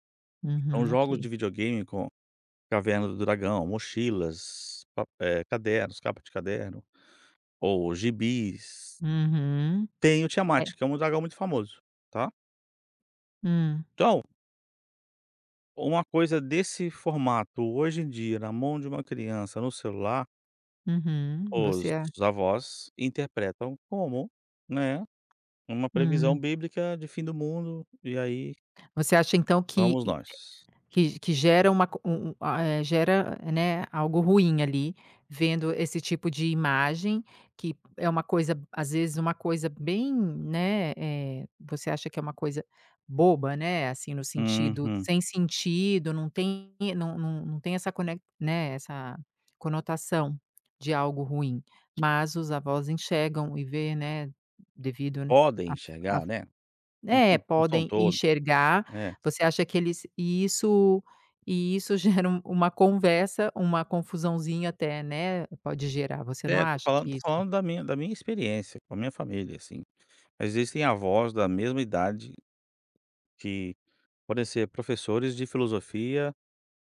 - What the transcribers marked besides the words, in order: tapping
- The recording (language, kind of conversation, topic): Portuguese, podcast, Como a tecnologia alterou a conversa entre avós e netos?